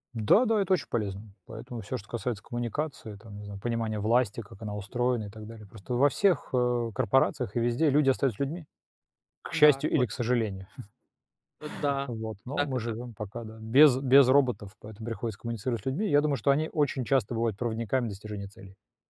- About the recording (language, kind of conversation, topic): Russian, unstructured, Что мешает людям достигать своих целей?
- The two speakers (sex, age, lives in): male, 30-34, Romania; male, 45-49, Italy
- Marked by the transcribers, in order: other background noise; chuckle